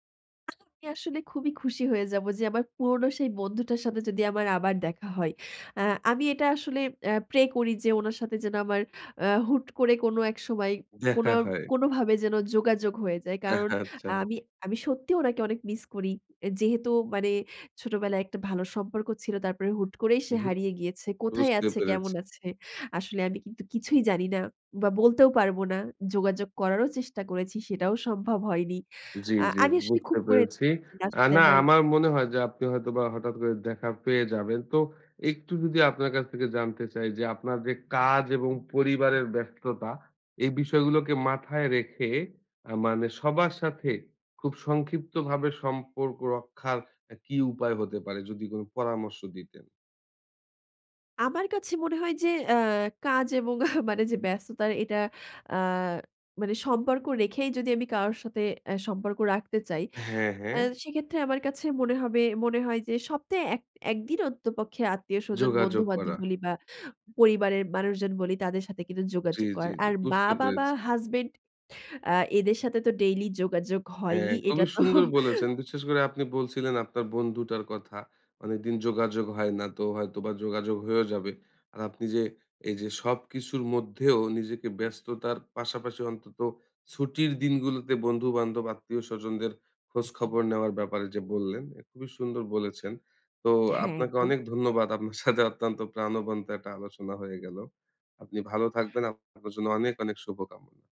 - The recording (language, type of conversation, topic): Bengali, podcast, কিভাবে পরিচিতিদের সঙ্গে সম্পর্ক ধরে রাখেন?
- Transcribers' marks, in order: none